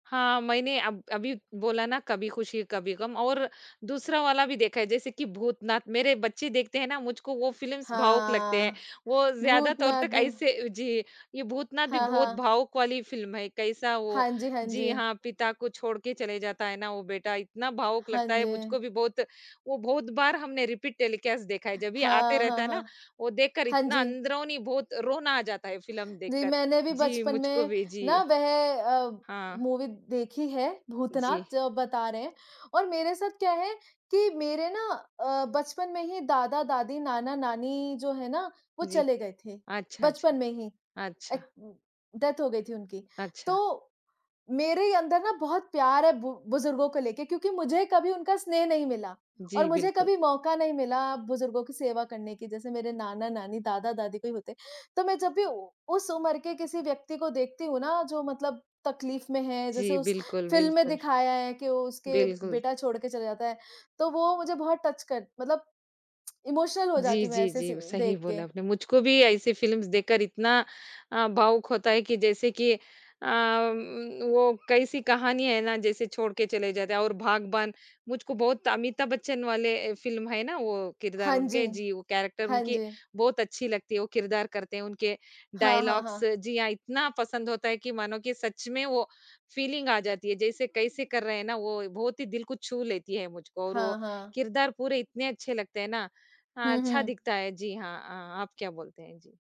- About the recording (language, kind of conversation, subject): Hindi, unstructured, आपको कौन-सी फिल्म की कहानी सबसे ज़्यादा भावुक करती है?
- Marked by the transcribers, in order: in English: "फ़िल्म्स"; in English: "रिपीट टेलीकास्ट"; in English: "मूवी"; in English: "डेथ"; in English: "टच"; tapping; in English: "इमोशनल"; in English: "सीन"; in English: "फ़िल्म्स"; "बाग़बान" said as "भाग़बान"; in English: "कैरेक्टर"; in English: "डायलॉग्स"; in English: "फ़ीलिंग"